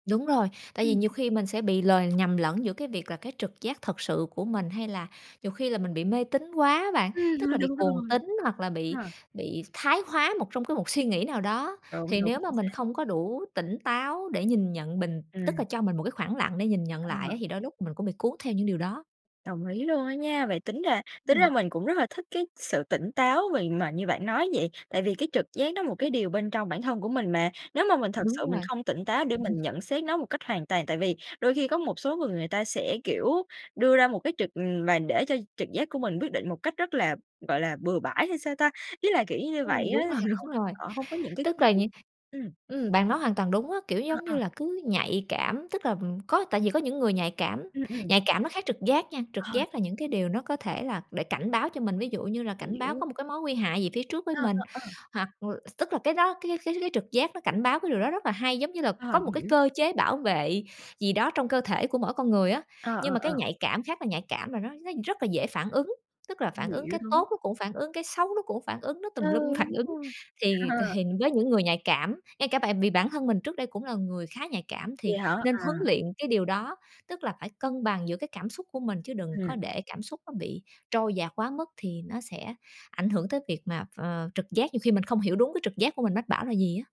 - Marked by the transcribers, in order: other background noise; tapping; laughing while speaking: "thôi đủ rồi"; laugh; laughing while speaking: "rồi"; laughing while speaking: "phản"; laughing while speaking: "Ờ"
- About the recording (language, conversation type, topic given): Vietnamese, podcast, Bạn làm thế nào để nuôi dưỡng trực giác?